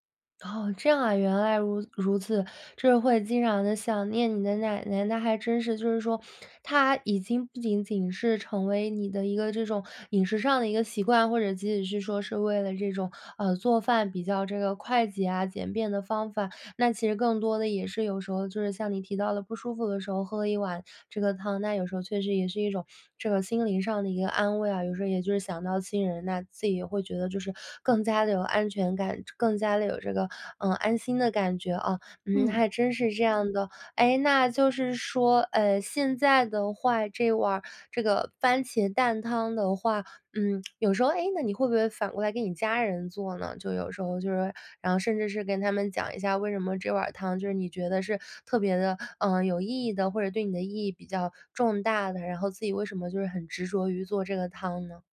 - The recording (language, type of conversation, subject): Chinese, podcast, 有没有一碗汤能让你瞬间觉得安心？
- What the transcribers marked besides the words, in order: other background noise; lip smack